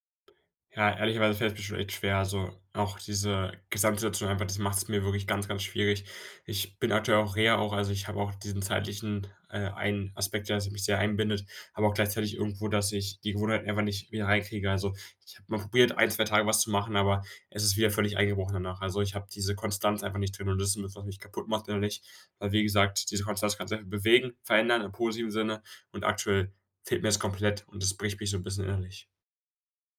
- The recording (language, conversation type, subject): German, advice, Wie kann ich mich täglich zu mehr Bewegung motivieren und eine passende Gewohnheit aufbauen?
- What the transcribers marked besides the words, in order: none